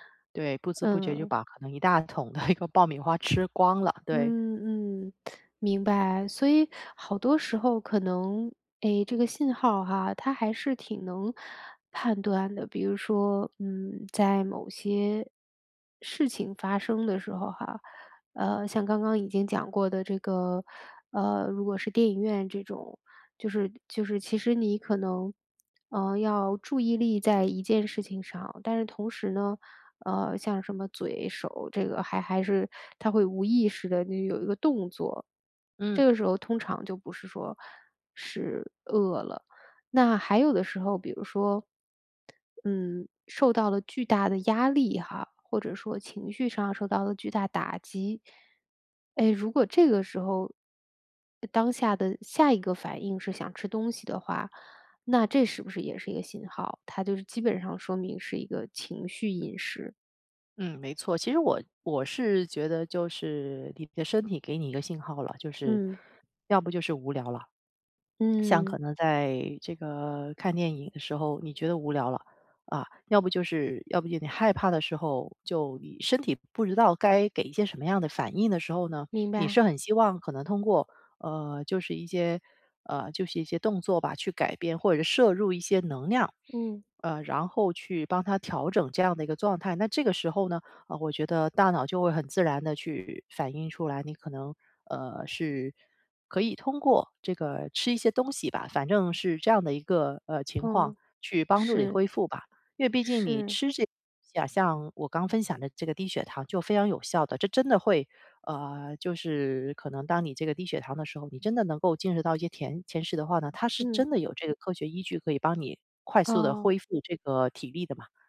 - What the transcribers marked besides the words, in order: laughing while speaking: "的"; other background noise; other noise; unintelligible speech
- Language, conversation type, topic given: Chinese, podcast, 你平常如何区分饥饿和只是想吃东西？